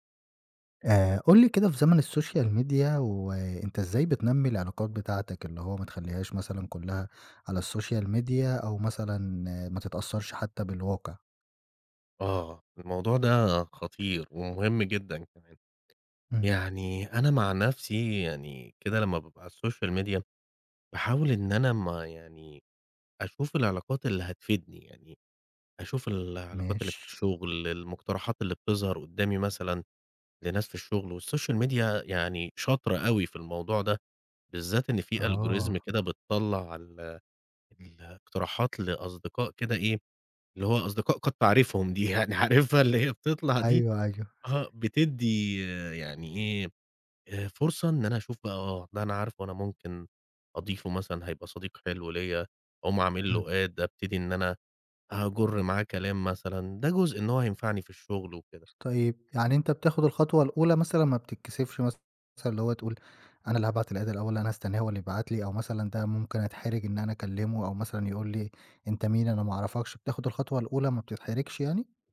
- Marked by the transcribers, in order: in English: "الsocial media"; in English: "الsocial media"; in English: "الSocial Media"; in English: "والSocial Media"; in English: "Algorithm"; laughing while speaking: "يعني عارفها اللي هي بتطلع دي؟"; in English: "Add"; other background noise; in English: "الadd"
- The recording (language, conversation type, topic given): Arabic, podcast, إزاي بتنمّي علاقاتك في زمن السوشيال ميديا؟